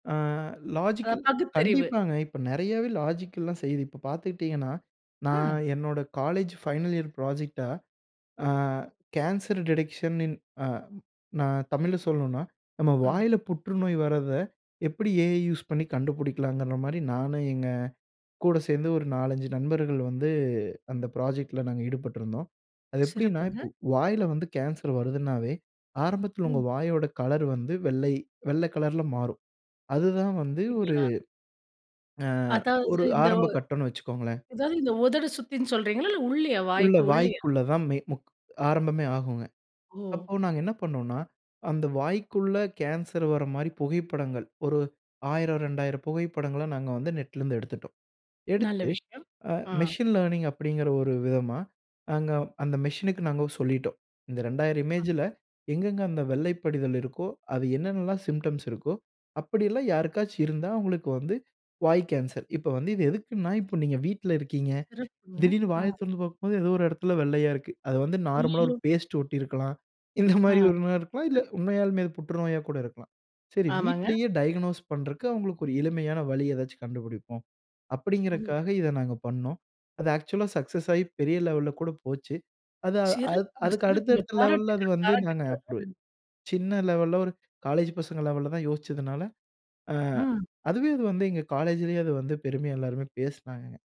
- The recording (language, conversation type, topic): Tamil, podcast, செயற்கை நுண்ணறிவு வந்தபின் வேலை செய்யும் முறை எப்படி மாறியது?
- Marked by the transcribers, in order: tapping; in English: "லாஜிக்கல்"; in English: "லாஜிக்கல்லாம்"; in English: "காலேஜ் ஃபைனல் இயர் ப்ராஜெக்ட்ட"; in English: "கேன்சர் டிடெக்ஷனின்"; in English: "ஏ ஐ யூஸ்"; in English: "ப்ராஜெக்ட்ல"; other noise; in English: "மெசின் லர்னிங்"; in English: "இமேஜ்ல"; in English: "சிம்ப்டம்ஸ்"; laughing while speaking: "இந்த மாதிரி"; in English: "டயக்னோஸ்"; "பண்றதுக்கு" said as "பண்றக்கு"; in English: "ஆக்சுவலா சக்சஸ்"